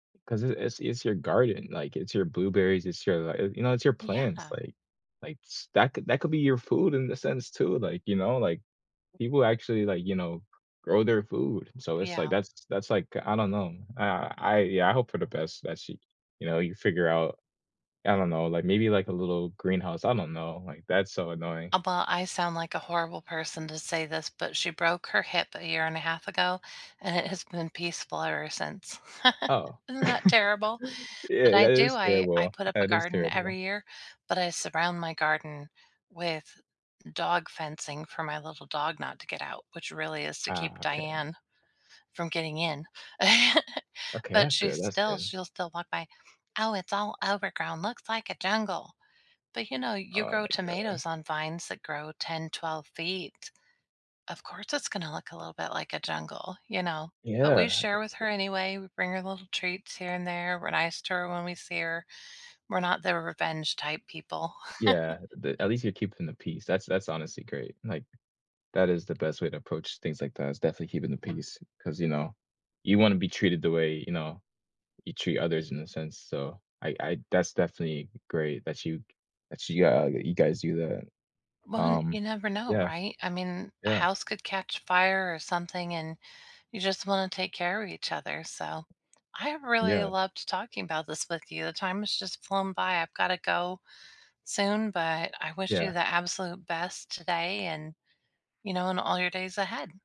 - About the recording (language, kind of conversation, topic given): English, unstructured, What is your favorite way to get to know a new city or neighborhood, and why does it suit you?
- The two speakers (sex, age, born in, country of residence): female, 45-49, United States, United States; male, 20-24, United States, United States
- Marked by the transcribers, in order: tapping; chuckle; chuckle; put-on voice: "Oh, it's all overgrown. Looks like a jungle"; unintelligible speech; chuckle; other background noise